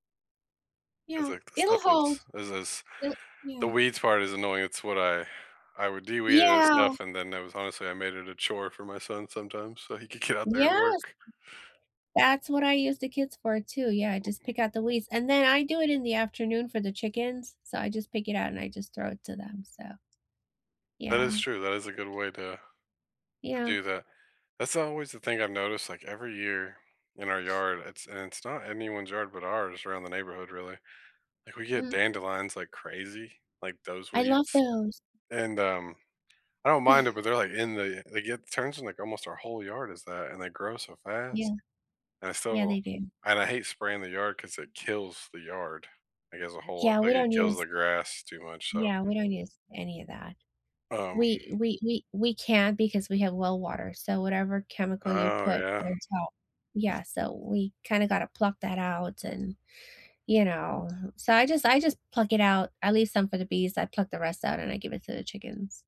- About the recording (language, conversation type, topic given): English, unstructured, What is a hobby you have paused and would like to pick up again?
- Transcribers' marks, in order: laughing while speaking: "get"; unintelligible speech; other background noise; chuckle; tapping